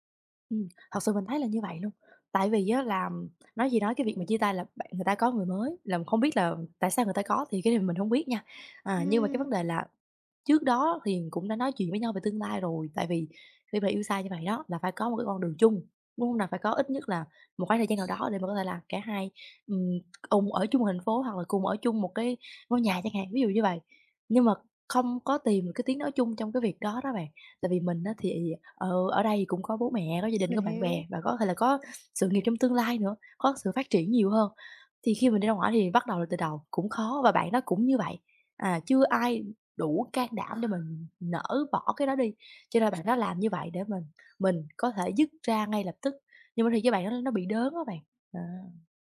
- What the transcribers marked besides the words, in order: tapping; other background noise; tsk
- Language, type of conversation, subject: Vietnamese, advice, Khi nào tôi nên bắt đầu hẹn hò lại sau khi chia tay hoặc ly hôn?